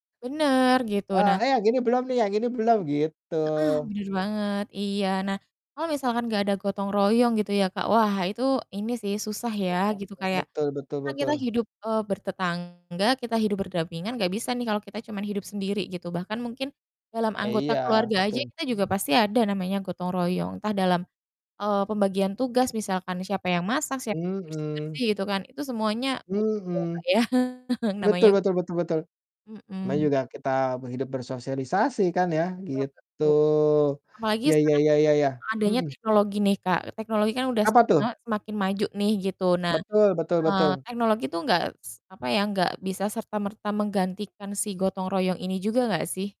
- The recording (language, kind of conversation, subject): Indonesian, unstructured, Bagaimana pendapatmu tentang pentingnya gotong royong di masyarakat?
- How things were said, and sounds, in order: static; distorted speech; chuckle; mechanical hum